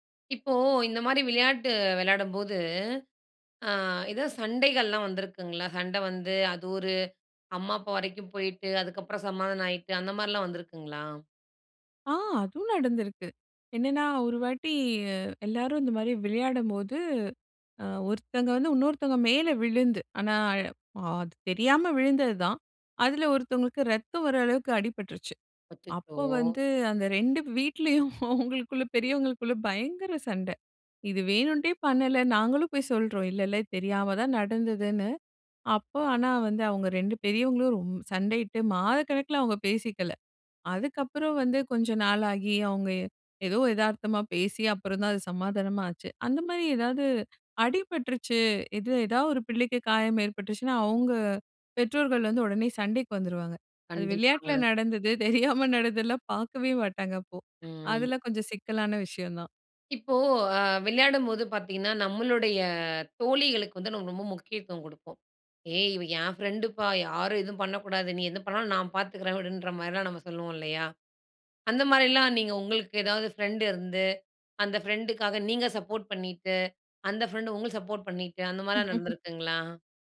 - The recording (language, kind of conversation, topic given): Tamil, podcast, பள்ளிக் காலத்தில் உங்களுக்கு பிடித்த விளையாட்டு என்ன?
- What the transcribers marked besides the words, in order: laughing while speaking: "அவங்களுக்குள்ள பெரியவங்களுக்குள்ள"; laughing while speaking: "தெரியாம நடந்ததுலாம்"; laughing while speaking: "அப்படீன்ற மாரிலாம்"; laugh